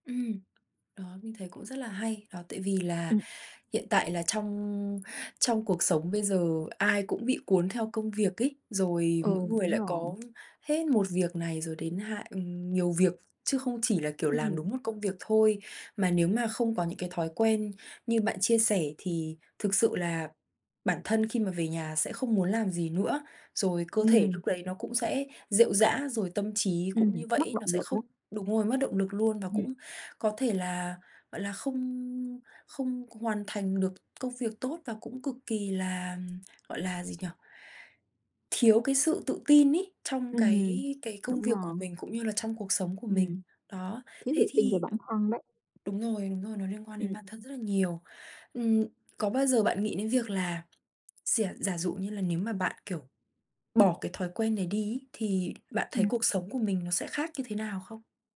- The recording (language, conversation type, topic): Vietnamese, podcast, Thói quen nhỏ nào đã thay đổi cuộc đời bạn nhiều nhất?
- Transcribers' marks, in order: other background noise; tapping